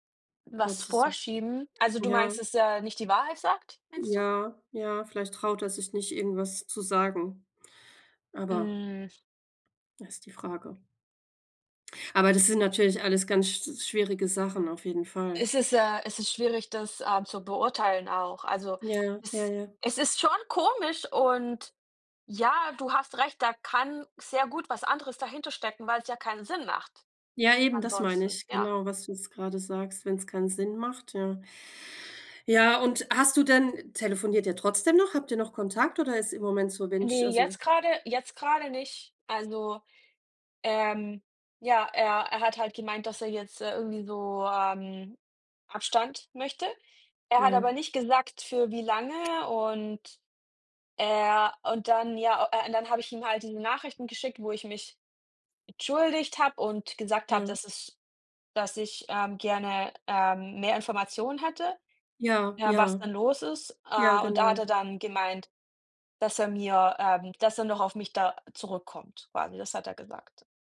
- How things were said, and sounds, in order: unintelligible speech
- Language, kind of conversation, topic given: German, unstructured, Was fasziniert dich am meisten an Träumen, die sich so real anfühlen?